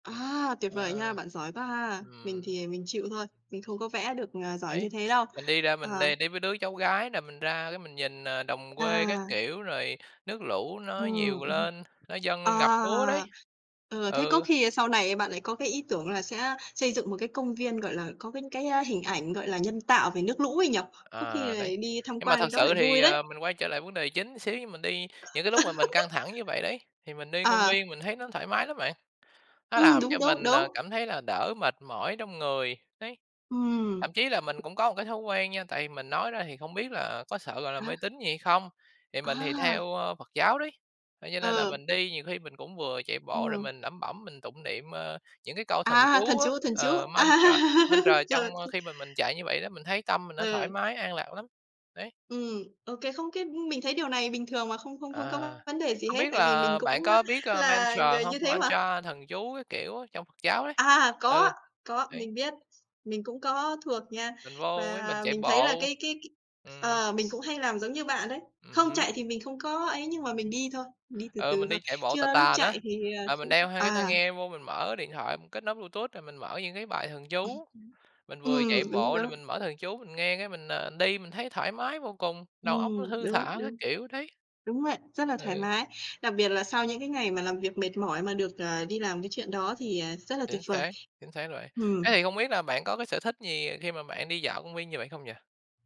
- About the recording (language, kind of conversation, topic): Vietnamese, unstructured, Bạn cảm thấy thế nào khi đi dạo trong công viên?
- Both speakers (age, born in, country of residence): 30-34, Vietnam, Vietnam; 60-64, Vietnam, Vietnam
- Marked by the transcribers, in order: tapping; other background noise; laugh; in Sanskrit: "mantra mantra"; laugh; in Sanskrit: "mantra"; in Sanskrit: "Mantra"; laughing while speaking: "À"; throat clearing; unintelligible speech